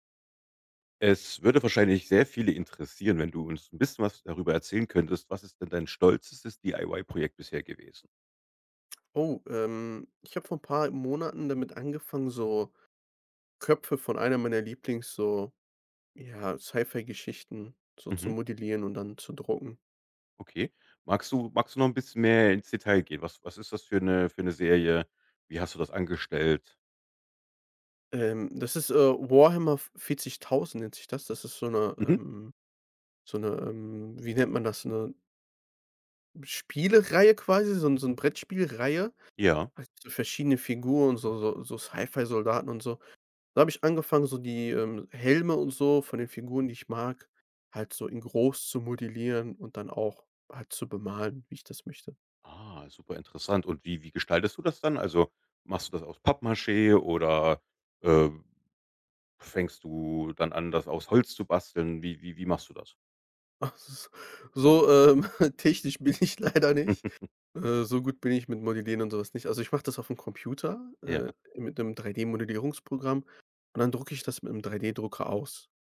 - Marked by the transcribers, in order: laughing while speaking: "technisch bin ich leider nicht"; chuckle
- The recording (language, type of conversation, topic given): German, podcast, Was war dein bisher stolzestes DIY-Projekt?